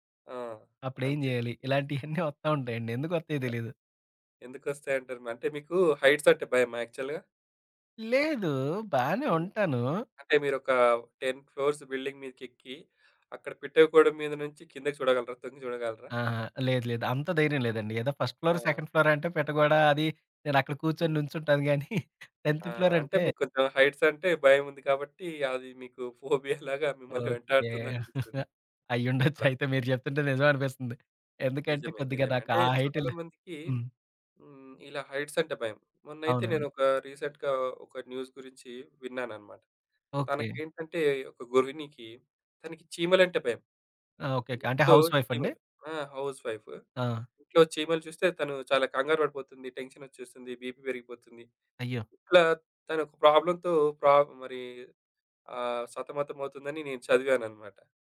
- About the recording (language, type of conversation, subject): Telugu, podcast, ఆలోచనలు వేగంగా పరుగెత్తుతున్నప్పుడు వాటిని ఎలా నెమ్మదింపచేయాలి?
- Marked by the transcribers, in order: tapping; laughing while speaking: "ఇలాంటియన్నీ"; in English: "హైట్స్"; in English: "యాక్చువల్‌గా?"; in English: "టెన్ ఫ్లోర్స్ బిల్డింగ్"; in English: "ఫస్ట్ ఫ్లోర్, సెకండ్ ఫ్లోర్"; chuckle; in English: "టెంథ్ ఫ్లోర్"; in English: "హైట్స్"; laughing while speaking: "ఫోబియాలాగా మిమ్మల్ని"; laughing while speaking: "అయ్యుండొచ్చయితే"; in English: "హైట్స్"; in English: "రీసెంట్‌గా"; in English: "న్యూస్"; in English: "హౌస్"; in English: "హౌస్ వైఫ్"; in English: "బీపీ"; in English: "ప్రాబ్లమ్‌తో"